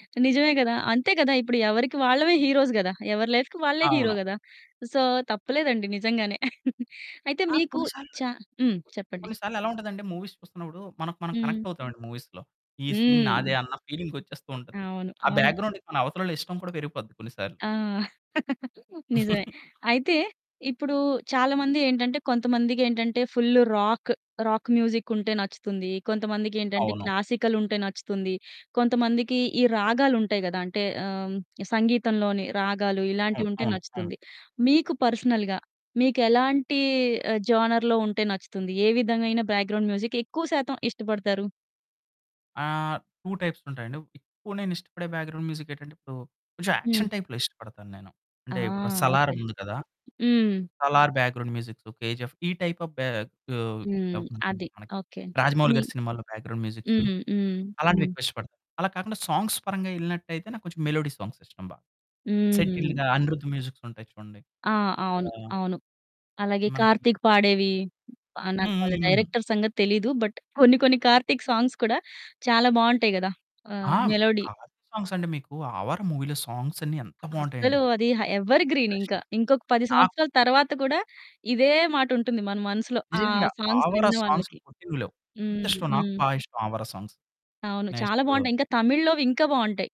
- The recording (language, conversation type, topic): Telugu, podcast, సినిమాల నేపథ్య సంగీతం మీ జీవిత అనుభవాలపై ఎలా ప్రభావం చూపించింది?
- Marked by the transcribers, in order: in English: "హీరోస్"; in English: "లైఫ్‌కి"; in English: "హీరో"; other background noise; in English: "సో"; chuckle; in English: "మూవీస్"; in English: "కనెక్ట్"; in English: "మూవీస్‌లో"; in English: "సీన్"; in English: "ఫీలింగ్"; in English: "బ్యాక్ గ్రౌండ్‌కి"; chuckle; giggle; in English: "ఫుల్ రాక్, రాక్ మ్యూజిక్"; in English: "క్లాసికల్"; in English: "పర్సనల్‌గా"; in English: "జోనర్‌లో"; in English: "బ్యాక్ గ్రౌండ్ మ్యూజిక్"; in English: "టూ టైప్స్"; in English: "బ్యాక్ గ్రౌండ్ మ్యూజిక్"; in English: "యాక్షన్ టైప్‌లో"; in English: "బ్యాక్ గ్రౌండ్ మ్యూజిక్స్"; in English: "టైప్ ఆఫ్"; unintelligible speech; in English: "బ్యాక్ గ్రౌండ్ మ్యూజిక్స్"; in English: "సాంగ్స్"; in English: "మెలోడీ సాంగ్స్"; in English: "సెటిల్డ్‌గా"; in English: "మ్యూజిక్స్"; in English: "డైరెక్టర్"; in English: "బట్"; in English: "సాంగ్స్"; in English: "మెలోడీ"; in English: "సాంగ్స్"; in English: "మూవీలో సాంగ్స్"; in English: "ఎవర్"; in English: "సాంగ్స్"; in English: "సాంగ్స్"; unintelligible speech; in English: "సాంగ్స్"